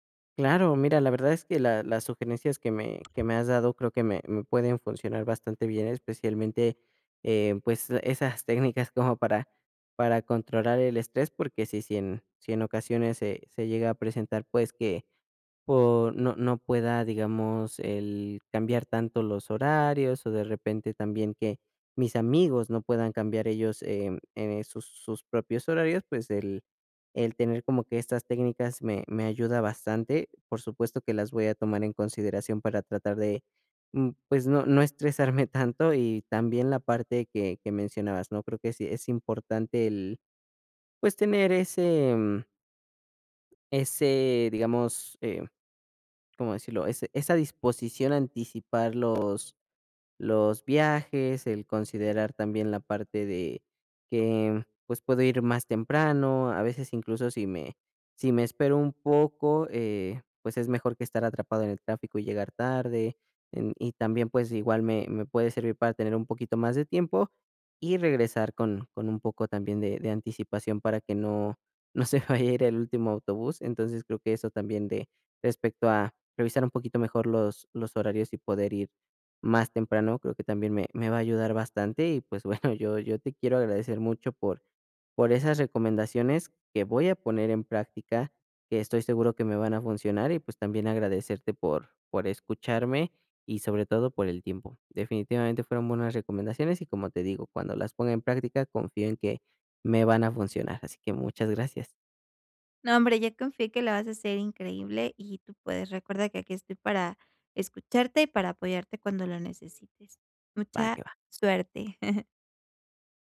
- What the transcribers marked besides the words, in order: other noise; other background noise; laughing while speaking: "vaya"; chuckle; chuckle
- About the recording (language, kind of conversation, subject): Spanish, advice, ¿Cómo puedo reducir el estrés durante los desplazamientos y las conexiones?